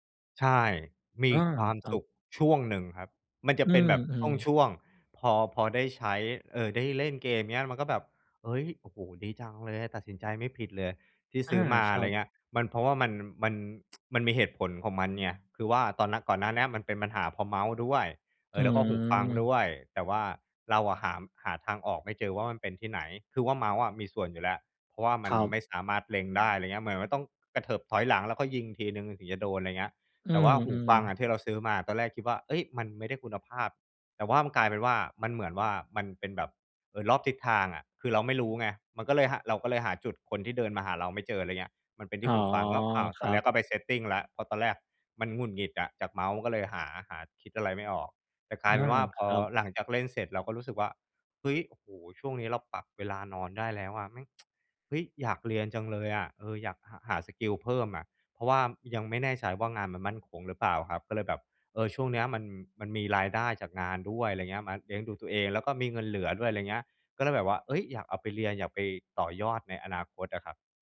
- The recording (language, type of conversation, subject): Thai, advice, ฉันจะจัดกลุ่มงานที่คล้ายกันเพื่อช่วยลดการสลับบริบทและสิ่งรบกวนสมาธิได้อย่างไร?
- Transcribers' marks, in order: tsk; "ครับ" said as "ชรับ"; tapping; tsk